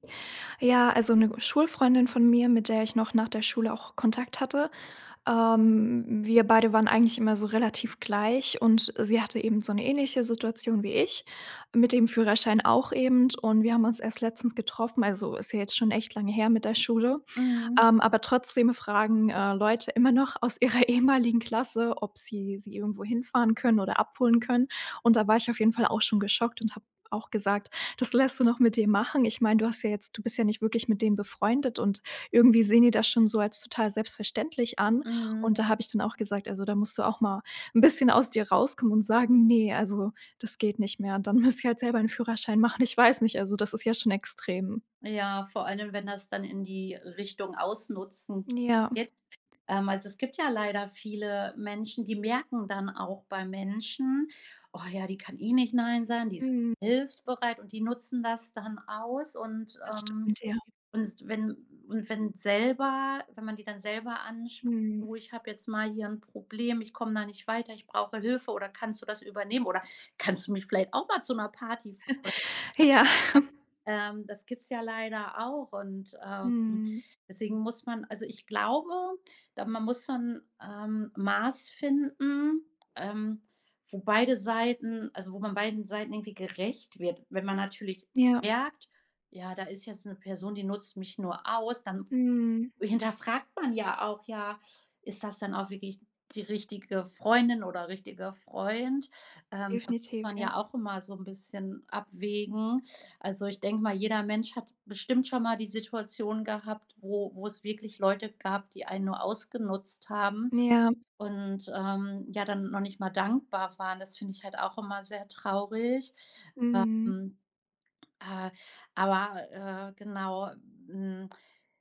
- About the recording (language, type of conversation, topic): German, podcast, Wie gibst du Unterstützung, ohne dich selbst aufzuopfern?
- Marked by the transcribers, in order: "eben" said as "ebend"; laughing while speaking: "ihrer ehemaligen Klasse"; laughing while speaking: "müssen"; chuckle; laughing while speaking: "Ja"; unintelligible speech